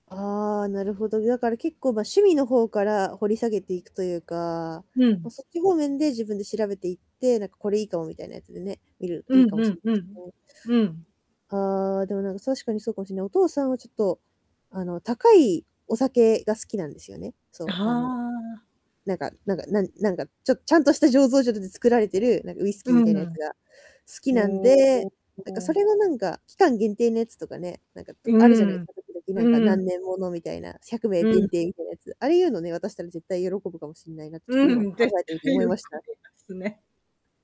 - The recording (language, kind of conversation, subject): Japanese, advice, 相手に喜ばれるギフトを選ぶには、まず何を考えればいいですか？
- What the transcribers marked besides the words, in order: static; tapping; distorted speech; drawn out: "ほお"; laughing while speaking: "うん、絶対喜びますね"